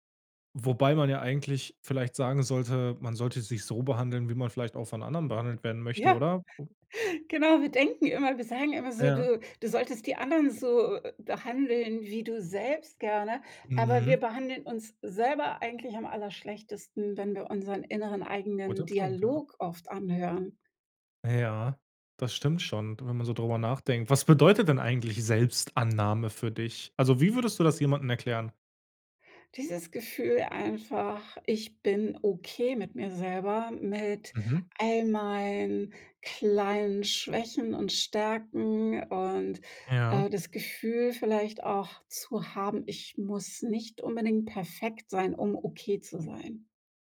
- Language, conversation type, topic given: German, podcast, Was ist für dich der erste Schritt zur Selbstannahme?
- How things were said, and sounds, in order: chuckle; other background noise